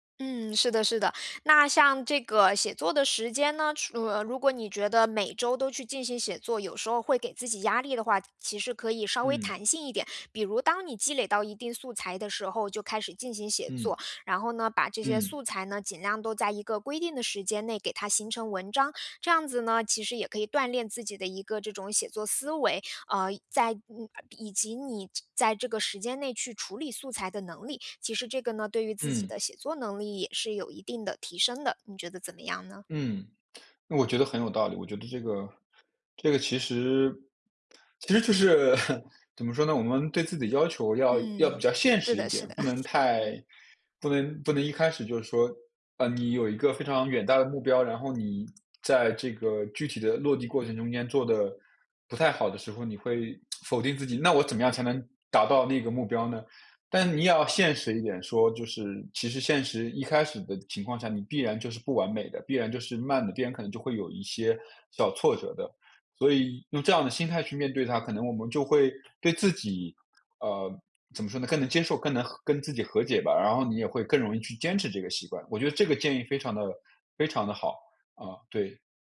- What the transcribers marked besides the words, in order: tsk; chuckle; chuckle; tsk
- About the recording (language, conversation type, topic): Chinese, advice, 在忙碌中如何持续记录并养成好习惯？